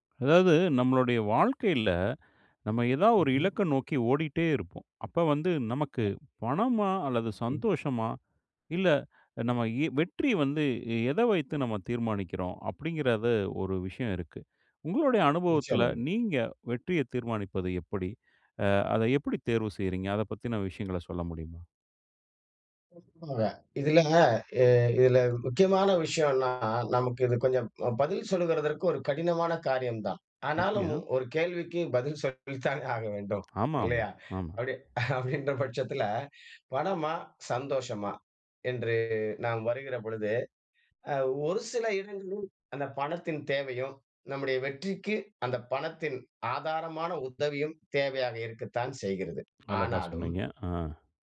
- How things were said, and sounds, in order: inhale; inhale; inhale; inhale; other noise; unintelligible speech; other background noise; "சொல்வதற்கு" said as "சொல்கிறதற்கு"; lip smack; inhale; laughing while speaking: "அப்பிடின்ற பட்சத்தில"; inhale; inhale
- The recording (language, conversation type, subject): Tamil, podcast, பணமா, சந்தோஷமா, அல்லது வேறு ஒன்றா வெற்றியைத் தேர்வு செய்வீர்கள்?